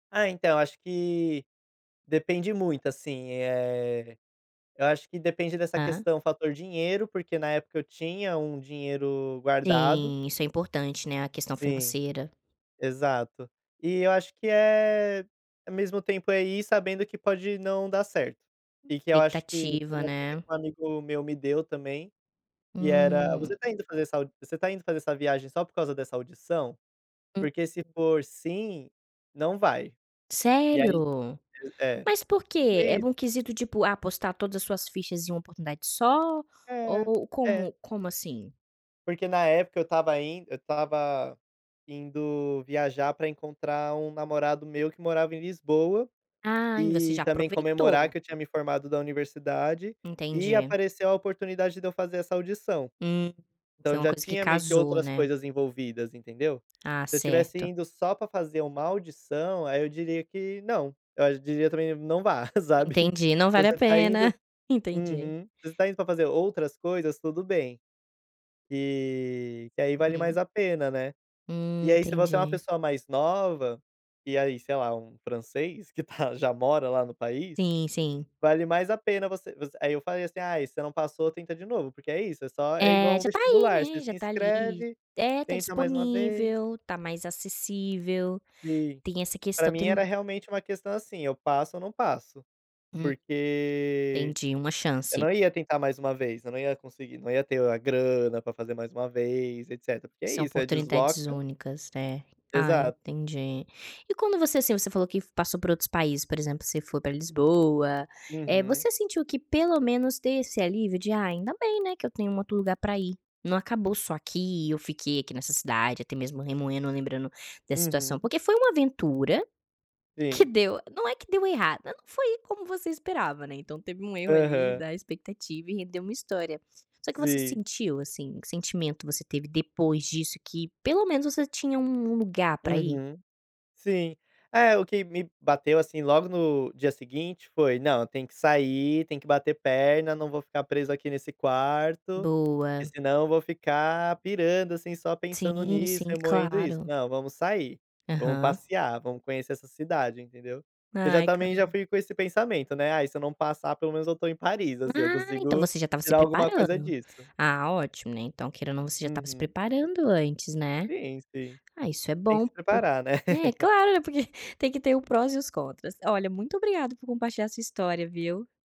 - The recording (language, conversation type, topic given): Portuguese, podcast, Você pode contar uma aventura que deu errado, mas acabou virando uma boa história?
- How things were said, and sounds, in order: laughing while speaking: "sabe?"; giggle; tapping; laugh